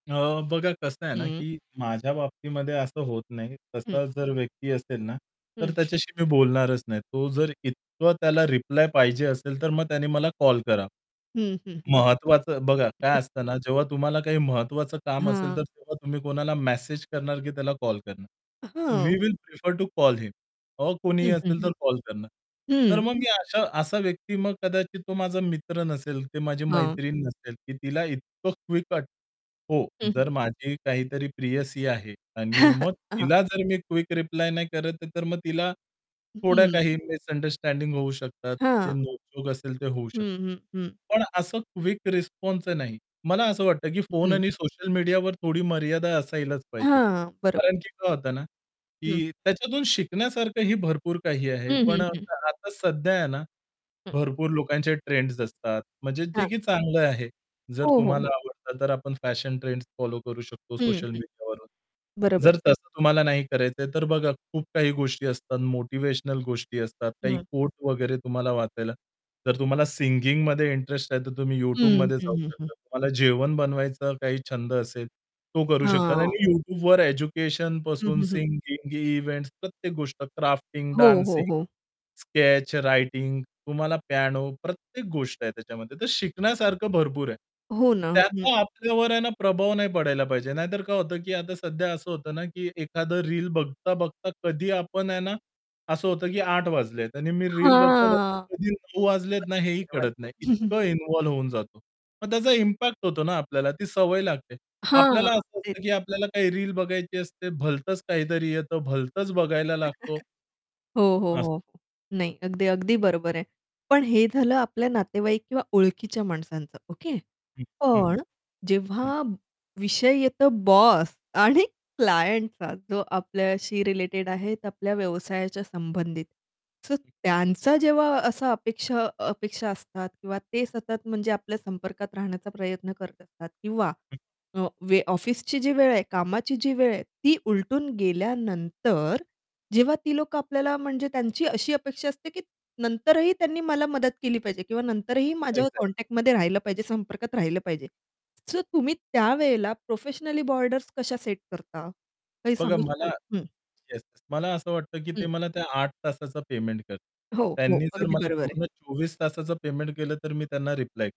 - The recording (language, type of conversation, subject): Marathi, podcast, तुम्ही फोन आणि सामाजिक माध्यमांचा वापर मर्यादित कसा ठेवता?
- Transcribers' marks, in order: static; chuckle; distorted speech; in English: "वी विल प्रिफर टू कॉल हिम"; chuckle; in English: "मिसअंडरस्टँडिंग"; unintelligible speech; in English: "फॅशन ट्रेंड्स फॉलो"; in English: "सिंगिंगमध्ये"; in English: "सिंगिंग, इव्हेंट्स"; in English: "क्राफ्टिंग, डान्सिंग, स्केच, रायटिंग"; unintelligible speech; other background noise; chuckle; in English: "इम्पॅक्ट"; chuckle; laughing while speaking: "आणि क्लायंटचा"; in English: "क्लायंटचा"; in English: "सो"; tapping; in English: "कॉन्टॅक्टमध्ये"; in English: "एक्झॅक्टली"; in English: "सो"; in English: "प्रोफेशनल बॉर्डर्स"